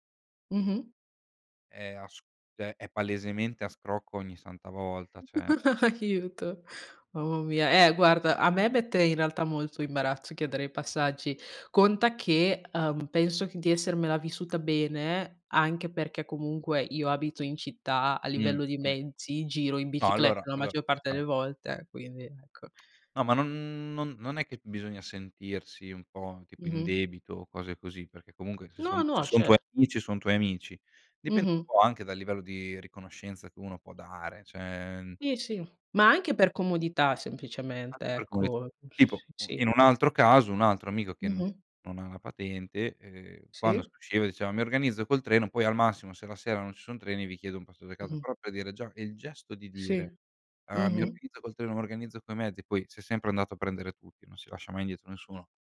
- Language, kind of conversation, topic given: Italian, unstructured, Come ti piace passare il tempo con i tuoi amici?
- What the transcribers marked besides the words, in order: "cioè" said as "ceh"; chuckle; laughing while speaking: "Aiuto"; "cioè" said as "ceh"; "cioè" said as "ceh"